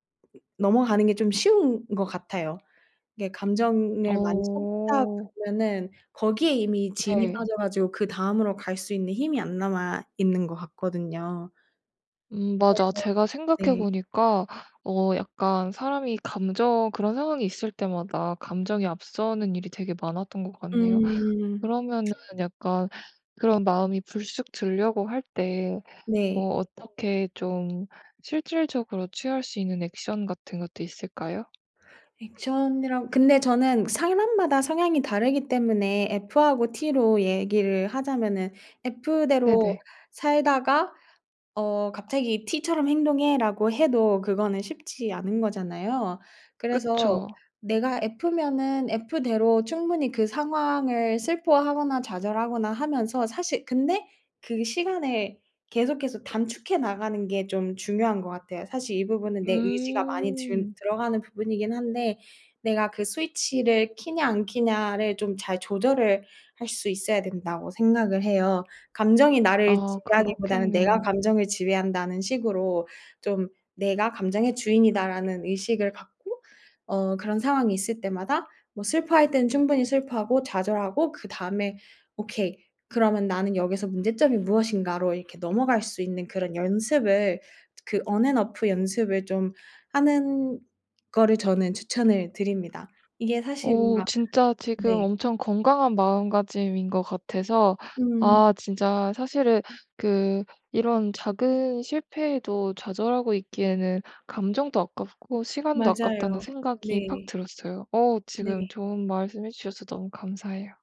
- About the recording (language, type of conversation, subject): Korean, advice, 중단한 뒤 죄책감 때문에 다시 시작하지 못하는 상황을 어떻게 극복할 수 있을까요?
- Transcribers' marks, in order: other background noise; in English: "on and off"